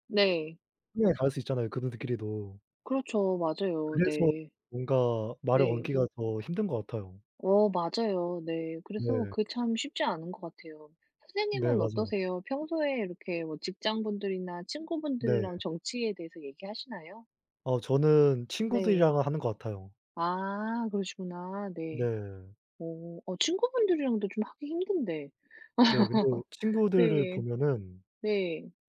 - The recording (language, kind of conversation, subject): Korean, unstructured, 정치 이야기를 하면서 좋았던 경험이 있나요?
- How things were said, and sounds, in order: tapping; other background noise; laugh